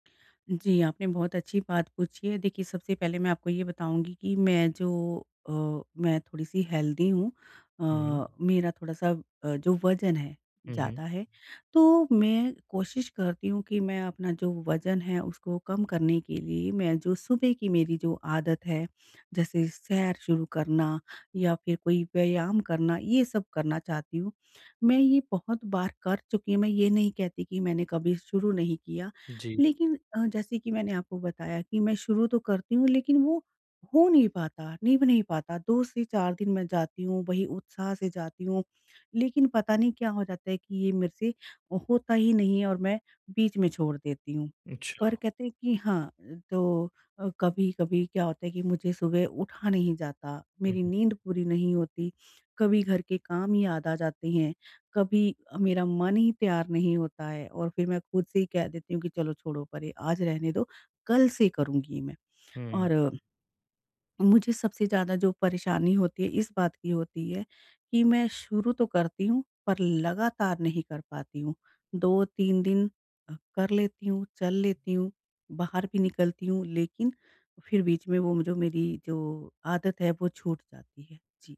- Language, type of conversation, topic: Hindi, advice, रुकावटों के बावजूद मैं अपनी नई आदत कैसे बनाए रखूँ?
- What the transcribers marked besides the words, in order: in English: "हेल्दी"